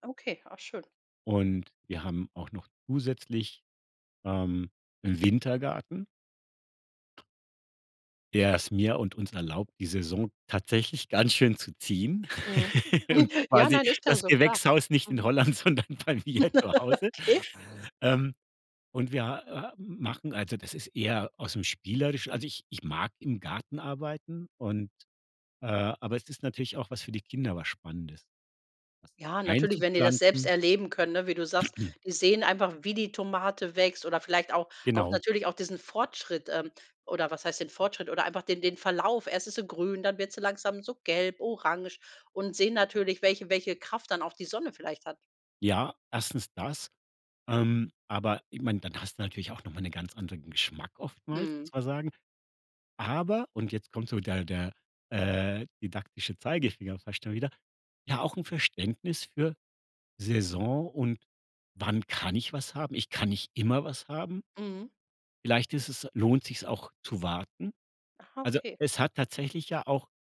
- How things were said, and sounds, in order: other background noise; chuckle; snort; laughing while speaking: "sondern bei mir zu Hause"; laugh; throat clearing
- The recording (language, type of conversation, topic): German, podcast, Wie entscheidest du zwischen saisonaler Ware und Importen?